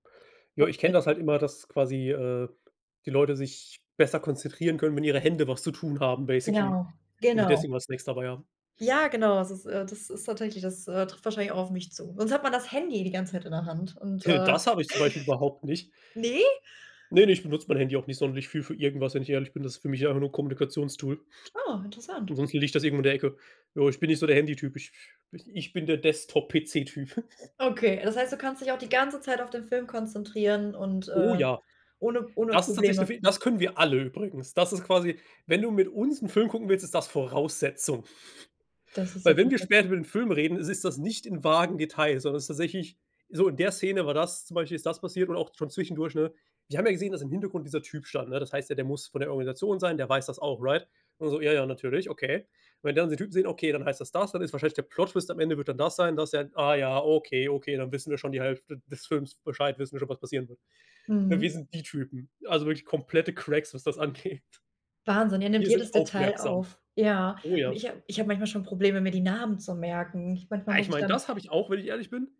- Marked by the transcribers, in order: unintelligible speech; in English: "basically"; unintelligible speech; other background noise; chuckle; snort; chuckle; in English: "right?"; laughing while speaking: "angeht"
- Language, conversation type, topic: German, unstructured, Was macht für dich einen unvergesslichen Filmabend aus?